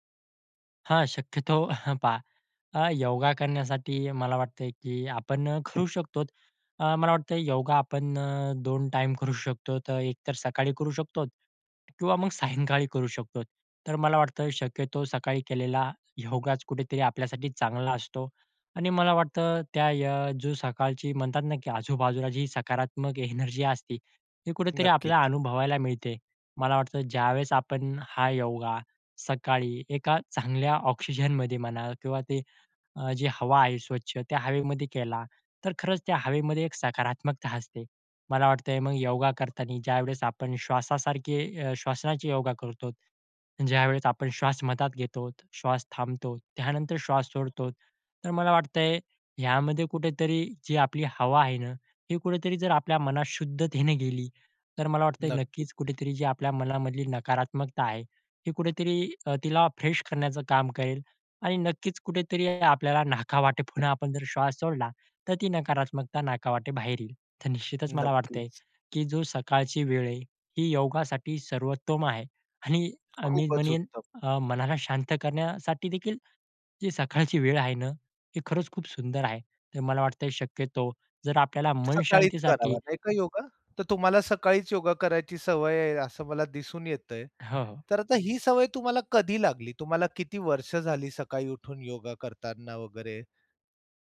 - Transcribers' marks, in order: chuckle; other noise; tapping; laughing while speaking: "योगाच"; laughing while speaking: "एनर्जी असते"; in English: "ऑक्सिजन"; in English: "फ्रेश"
- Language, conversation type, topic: Marathi, podcast, मन शांत ठेवण्यासाठी तुम्ही रोज कोणती सवय जपता?